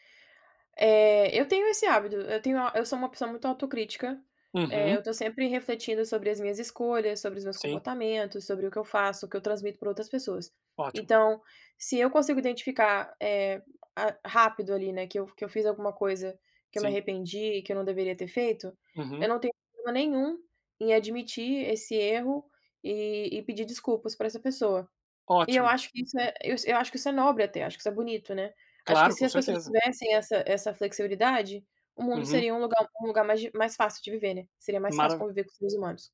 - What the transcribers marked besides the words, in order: tapping
- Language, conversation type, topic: Portuguese, podcast, Como você lida com arrependimentos das escolhas feitas?